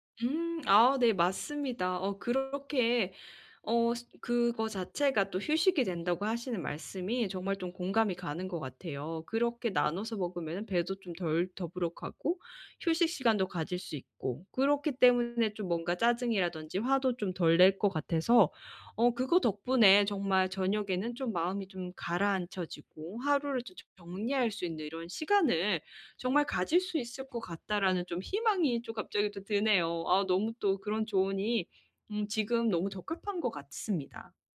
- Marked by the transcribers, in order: none
- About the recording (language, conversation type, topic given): Korean, advice, 저녁에 마음을 가라앉히는 일상을 어떻게 만들 수 있을까요?